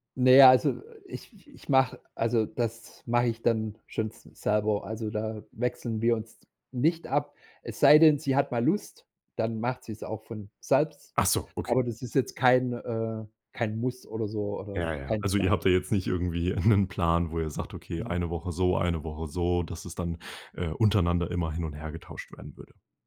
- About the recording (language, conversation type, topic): German, podcast, Wie sieht ein typisches Morgenritual in deiner Familie aus?
- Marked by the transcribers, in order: none